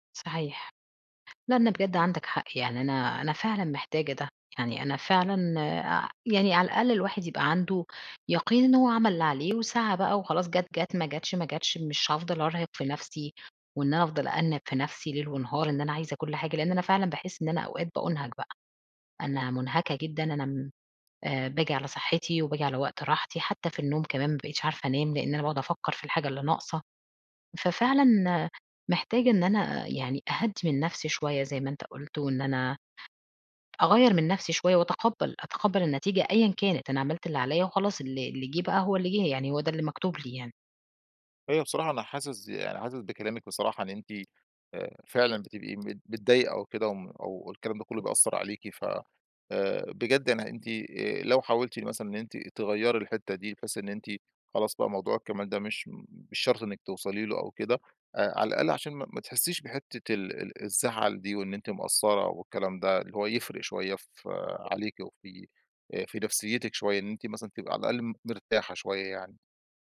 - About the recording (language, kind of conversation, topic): Arabic, advice, إزاي بتتعامل مع التسويف وتأجيل شغلك الإبداعي لحد آخر لحظة؟
- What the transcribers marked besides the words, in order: tapping